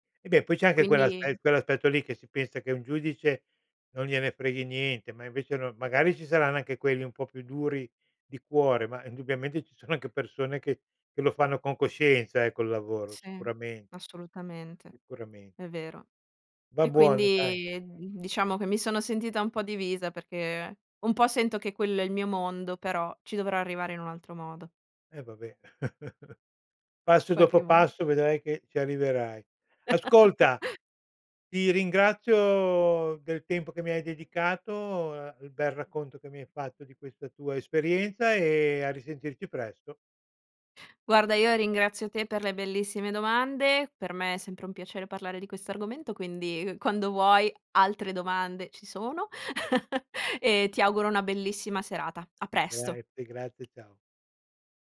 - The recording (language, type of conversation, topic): Italian, podcast, Ti capita di sentirti "a metà" tra due mondi? Com'è?
- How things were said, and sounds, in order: other background noise; chuckle; chuckle; chuckle; tapping